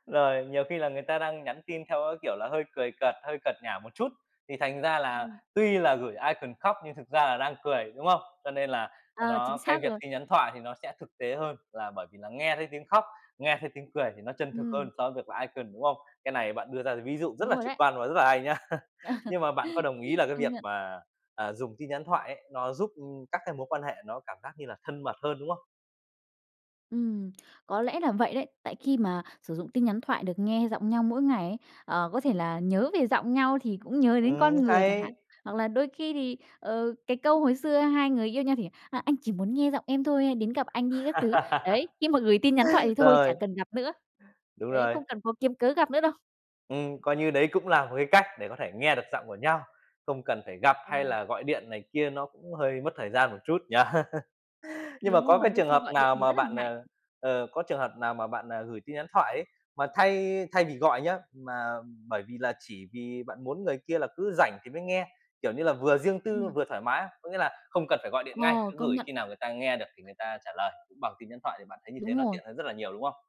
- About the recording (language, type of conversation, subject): Vietnamese, podcast, Bạn cảm thấy thế nào về việc nhắn tin thoại?
- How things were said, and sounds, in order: in English: "icon"; in English: "icon"; laughing while speaking: "nha"; chuckle; tapping; other background noise; laugh; chuckle